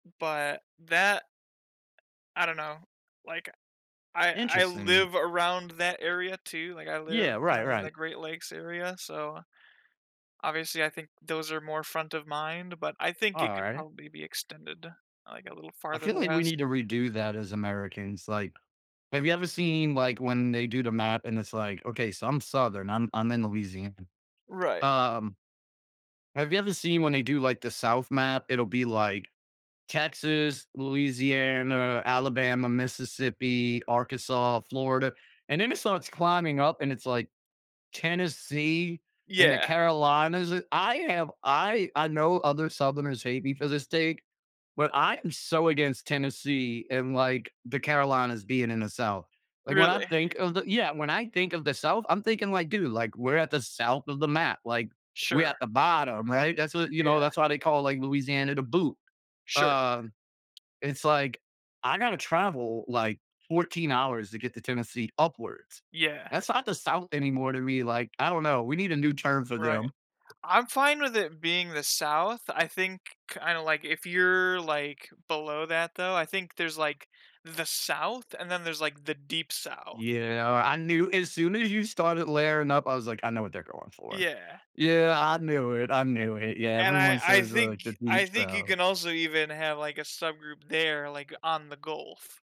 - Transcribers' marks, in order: none
- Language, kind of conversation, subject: English, unstructured, What helps you unwind more, being active outdoors or taking a restful break?